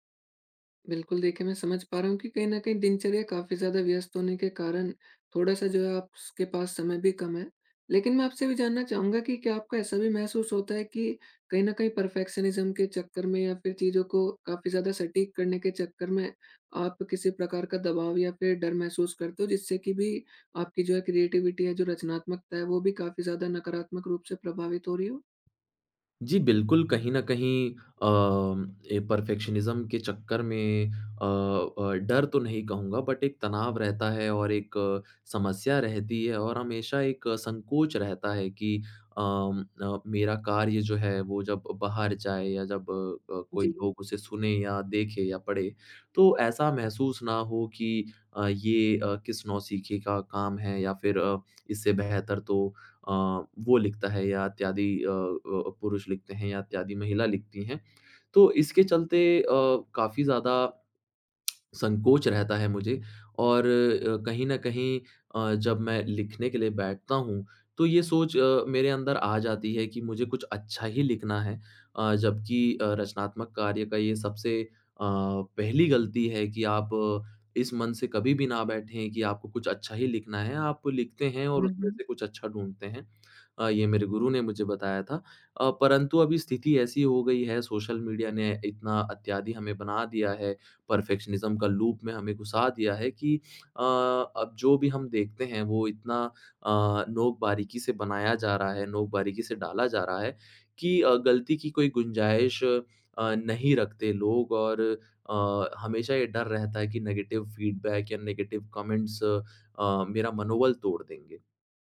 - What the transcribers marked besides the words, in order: in English: "परफेक्शनिज़्म"; in English: "क्रिएटिविटी"; in English: "परफेक्शनिज़्म"; in English: "बट"; tsk; other background noise; in English: "परफेक्शनिज़्म"; in English: "लूप"; in English: "नेगेटिव फीडबैक"; in English: "नेगेटिव कमेंट्स"
- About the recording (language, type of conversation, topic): Hindi, advice, क्या मैं रोज़ रचनात्मक अभ्यास शुरू नहीं कर पा रहा/रही हूँ?